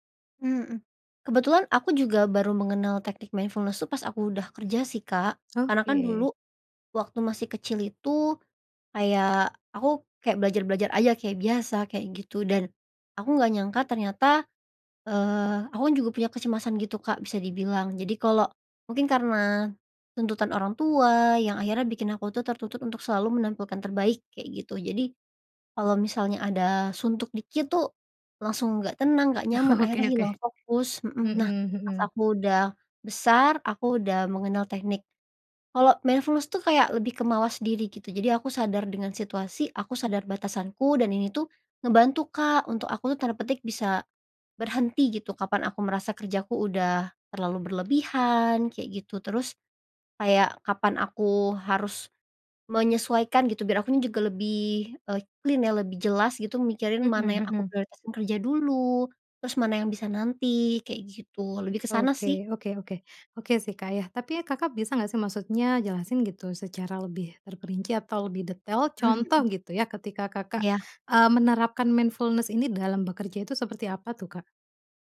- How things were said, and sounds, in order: in English: "mindfulness"; laughing while speaking: "Oke"; other background noise; in English: "mindfulness"; in English: "clean"; in English: "mindfulness"
- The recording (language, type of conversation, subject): Indonesian, podcast, Bagaimana mindfulness dapat membantu saat bekerja atau belajar?